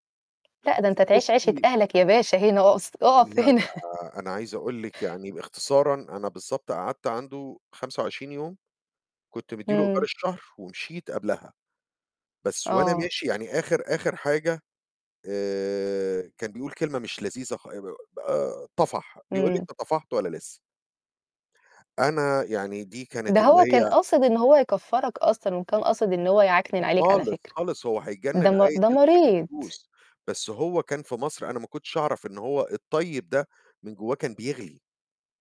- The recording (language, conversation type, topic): Arabic, unstructured, هل عمرك حسّيت بالخذلان من صاحب قريب منك؟
- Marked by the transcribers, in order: tapping; laughing while speaking: "هنا"; other noise